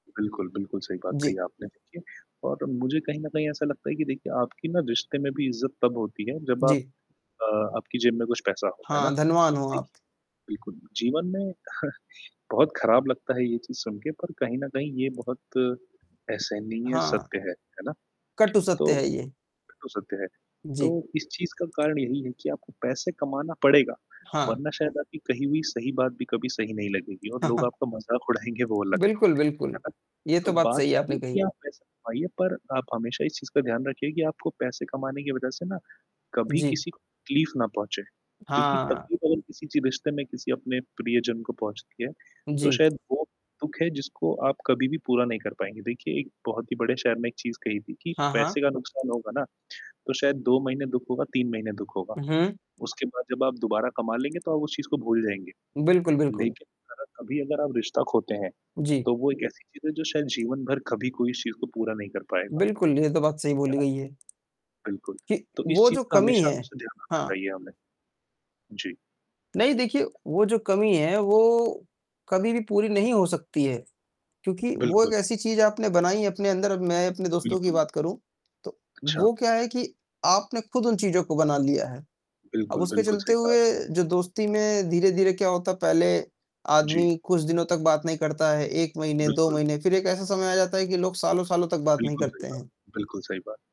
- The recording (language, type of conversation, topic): Hindi, unstructured, पैसे के लिए आप कितना समझौता कर सकते हैं?
- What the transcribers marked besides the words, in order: static; distorted speech; tapping; other noise; chuckle; chuckle; other background noise